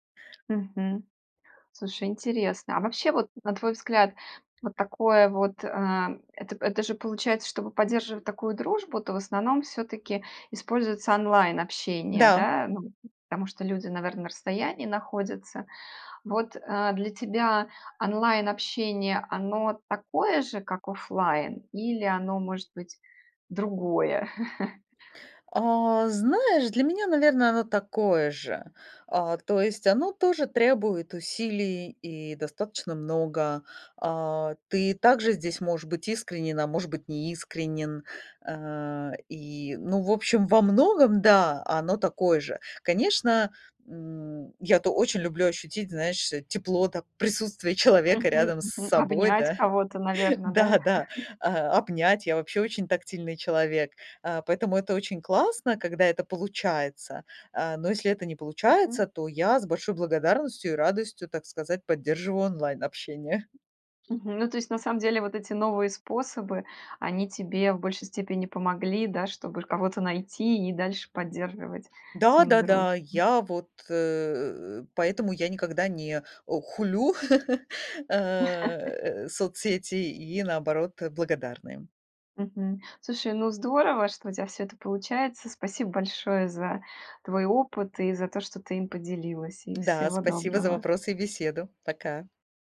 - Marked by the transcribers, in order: chuckle; chuckle; chuckle; other background noise; tapping; chuckle
- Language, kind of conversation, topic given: Russian, podcast, Как ты поддерживаешь старые дружеские отношения на расстоянии?